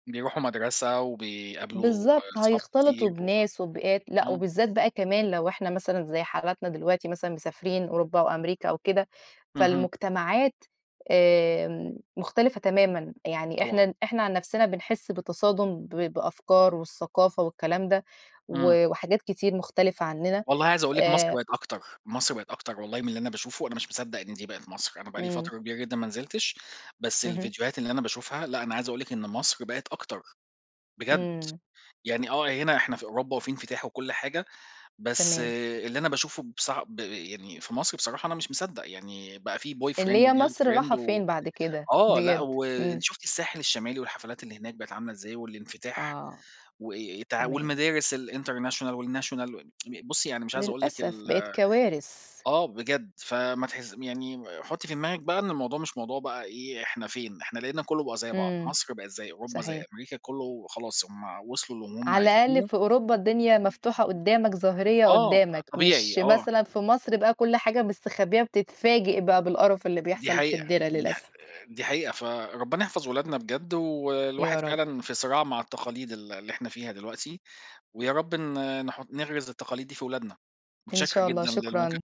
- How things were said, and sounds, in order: unintelligible speech; in English: "boyfriend وgirlfriend"; in English: "الinternational والnational"; tsk
- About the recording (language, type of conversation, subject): Arabic, unstructured, إيه دور العيلة في الحفاظ على التقاليد؟